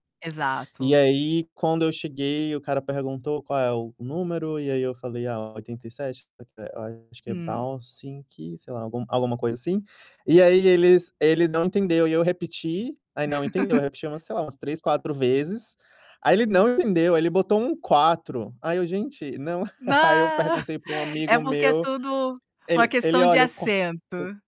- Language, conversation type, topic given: Portuguese, podcast, Que lugar subestimado te surpreendeu positivamente?
- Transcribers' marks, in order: other background noise; distorted speech; in Chinese: "八十七"; laugh; chuckle